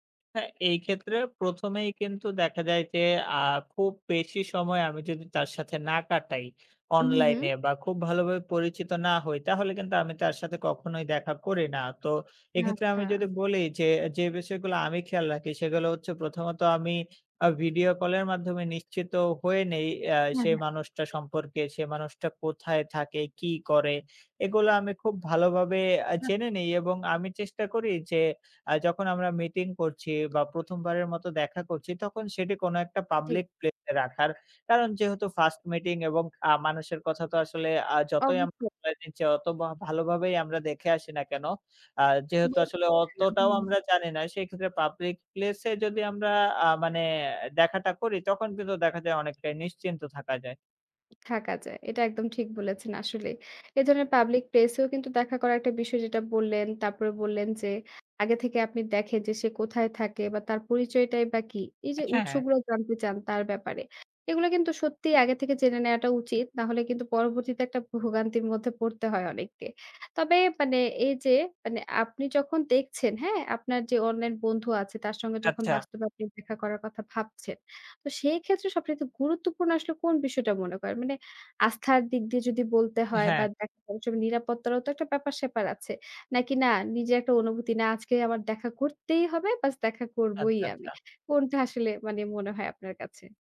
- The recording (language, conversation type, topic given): Bengali, podcast, অনলাইনে পরিচয়ের মানুষকে আপনি কীভাবে বাস্তবে সরাসরি দেখা করার পর্যায়ে আনেন?
- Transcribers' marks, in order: tapping; unintelligible speech; other background noise; stressed: "করতেই"